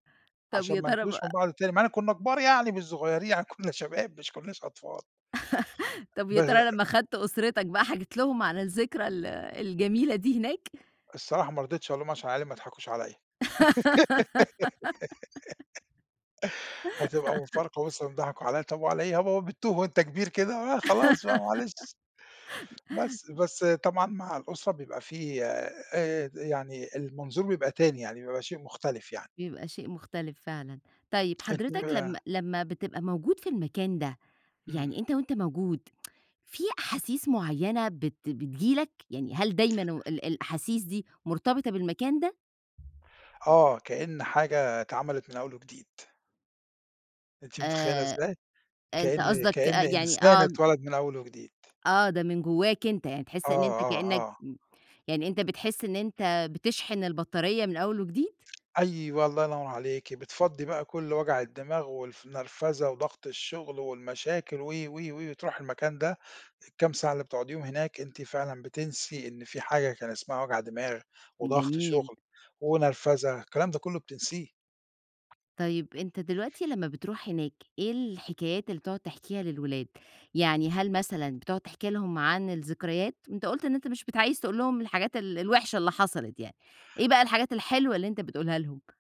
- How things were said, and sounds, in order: laughing while speaking: "يعني كُنّا شباب"; chuckle; giggle; giggle; tsk; other background noise; tapping
- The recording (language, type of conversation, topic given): Arabic, podcast, إيه المكان في الطبيعة اللي أثّر فيك، وليه؟